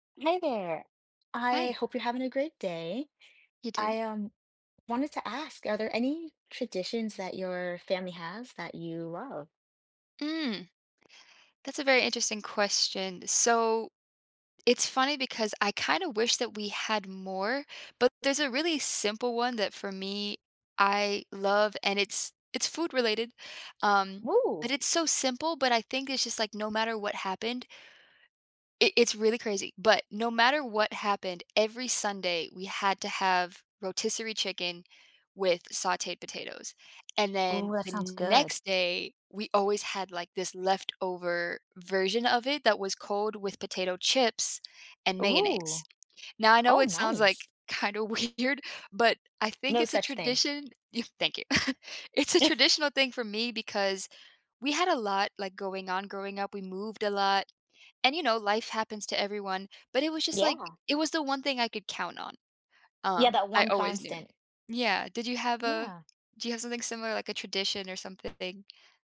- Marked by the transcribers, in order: other background noise; laughing while speaking: "kinda weird"; chuckle; chuckle
- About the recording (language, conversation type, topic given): English, unstructured, How do family traditions shape your sense of belonging and connection?
- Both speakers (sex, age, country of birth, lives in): female, 25-29, United States, United States; female, 25-29, United States, United States